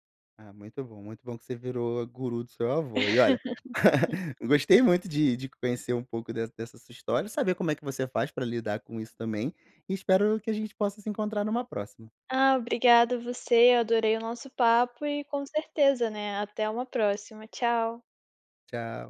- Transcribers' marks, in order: laugh
- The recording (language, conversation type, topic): Portuguese, podcast, Como filtrar conteúdo confiável em meio a tanta desinformação?